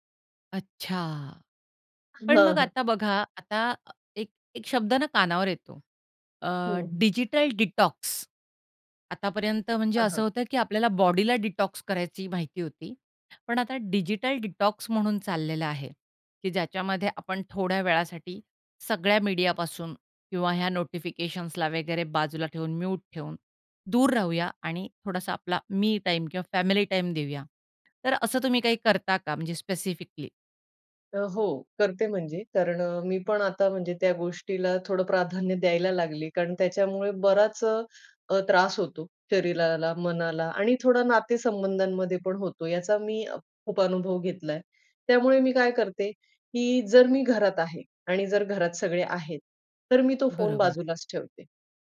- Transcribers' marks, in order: in English: "डिटॉक्स"; in English: "डिटॉक्स"; in English: "डिटॉक्स"; in English: "म्यूट"; in English: "स्पेसिफिकली?"
- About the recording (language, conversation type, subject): Marathi, podcast, सूचनांवर तुम्ही नियंत्रण कसे ठेवता?